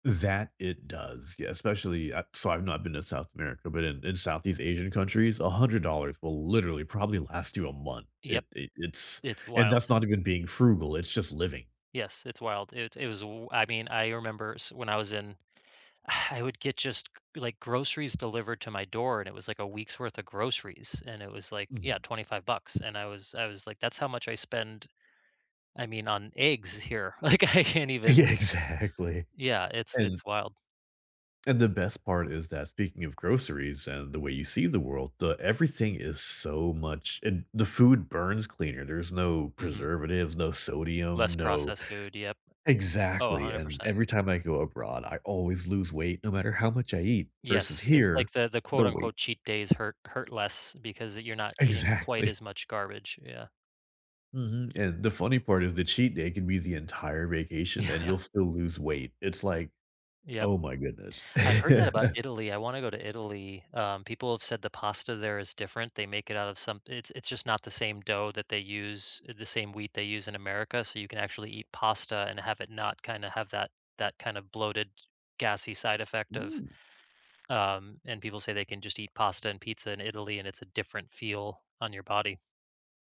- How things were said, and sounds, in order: laughing while speaking: "Yeah, exactly"; laughing while speaking: "like, I can't"; chuckle; laughing while speaking: "Exactly"; laughing while speaking: "Yeah"; chuckle
- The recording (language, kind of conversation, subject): English, unstructured, How can travel change the way you see the world?
- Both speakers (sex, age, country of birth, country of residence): male, 35-39, United States, United States; male, 45-49, United States, United States